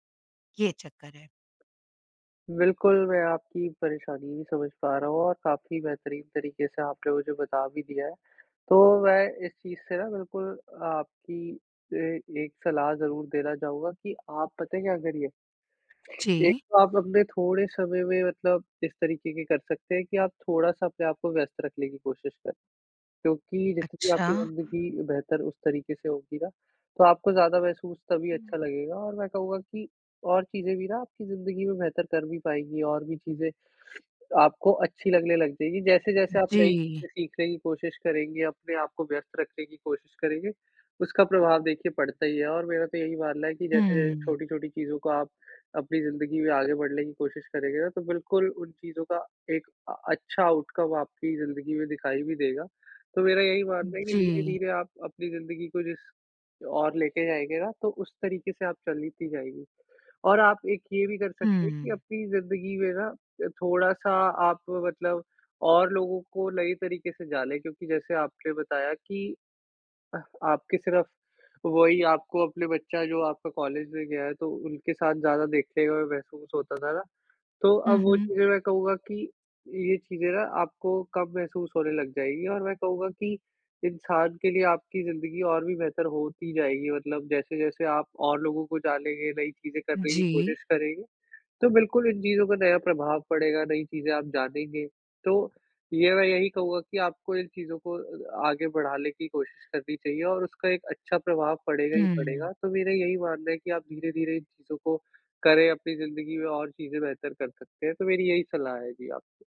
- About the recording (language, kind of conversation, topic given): Hindi, advice, रोज़मर्रा की दिनचर्या में मायने और आनंद की कमी
- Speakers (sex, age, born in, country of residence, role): female, 50-54, India, India, user; male, 20-24, India, India, advisor
- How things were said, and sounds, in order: other background noise; in English: "आउटकम"